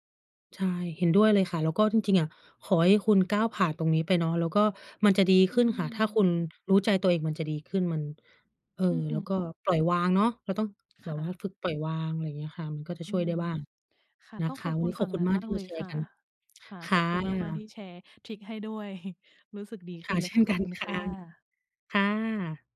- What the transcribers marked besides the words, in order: tapping; chuckle
- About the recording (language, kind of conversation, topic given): Thai, unstructured, คุณคิดว่าความสำเร็จที่แท้จริงในชีวิตคืออะไร?